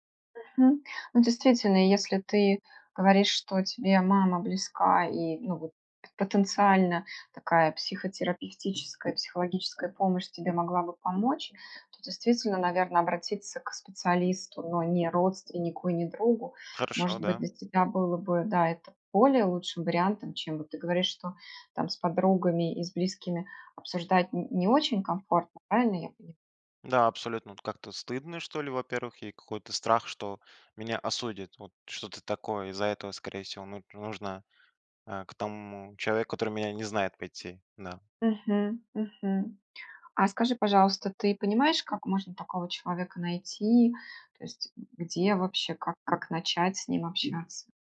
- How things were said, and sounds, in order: tapping
- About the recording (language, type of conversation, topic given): Russian, advice, Как пережить расставание после долгих отношений или развод?